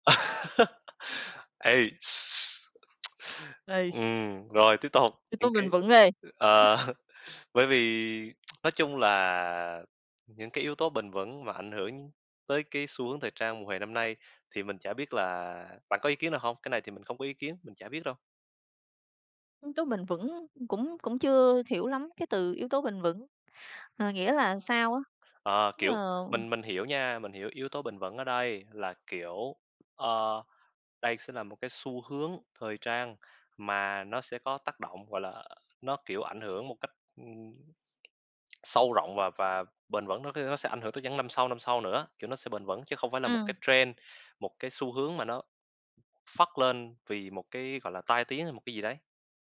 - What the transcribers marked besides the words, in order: laugh; tapping; other noise; lip smack; laughing while speaking: "ờ"; lip smack; laugh; in English: "trend"
- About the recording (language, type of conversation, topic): Vietnamese, unstructured, Bạn dự đoán xu hướng thời trang mùa hè năm nay sẽ như thế nào?